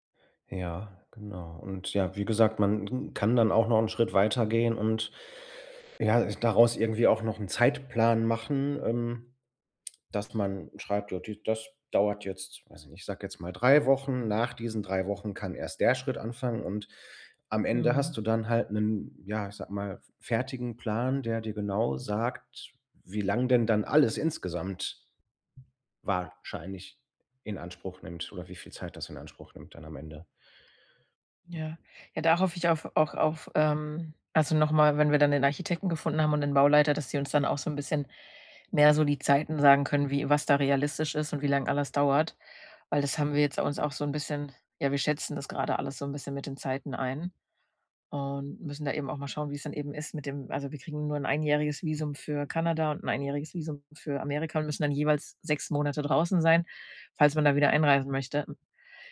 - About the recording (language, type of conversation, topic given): German, advice, Wie kann ich Dringendes von Wichtigem unterscheiden, wenn ich meine Aufgaben plane?
- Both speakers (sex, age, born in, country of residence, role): female, 30-34, Germany, Germany, user; male, 40-44, Germany, Germany, advisor
- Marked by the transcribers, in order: other background noise